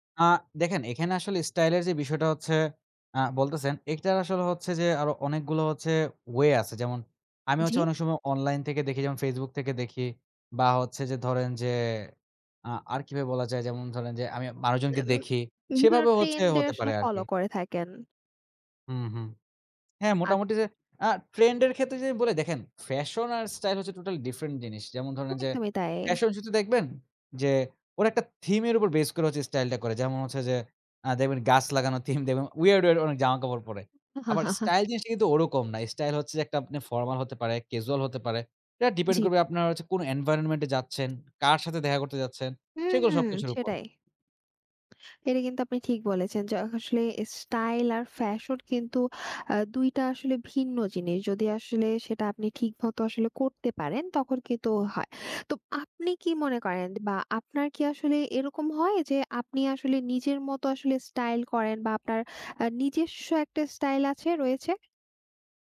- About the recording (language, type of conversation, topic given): Bengali, podcast, স্টাইল বদলানোর ভয় কীভাবে কাটিয়ে উঠবেন?
- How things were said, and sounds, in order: tapping; other noise; other background noise; chuckle; in English: "weird weird"; chuckle; "মত" said as "ভত"